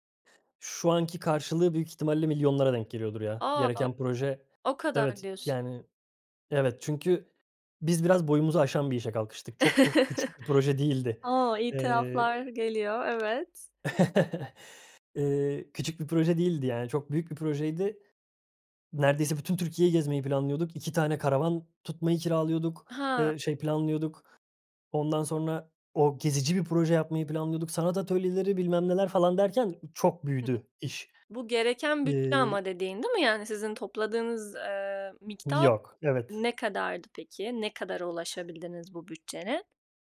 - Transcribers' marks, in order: chuckle; tapping; chuckle; other background noise
- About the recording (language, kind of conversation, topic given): Turkish, podcast, En sevdiğin yaratıcı projen neydi ve hikâyesini anlatır mısın?